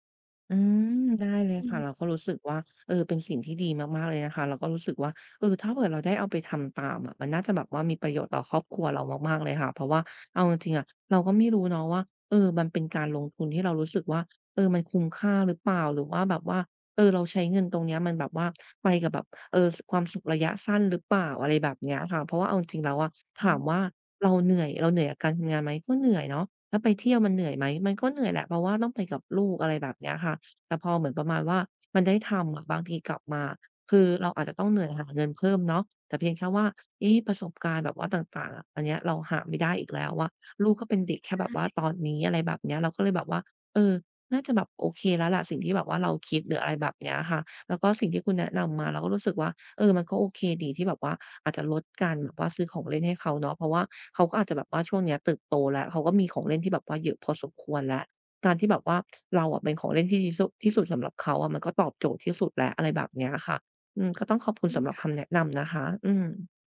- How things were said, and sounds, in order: other background noise
- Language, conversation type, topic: Thai, advice, ฉันจะปรับทัศนคติเรื่องการใช้เงินให้ดีขึ้นได้อย่างไร?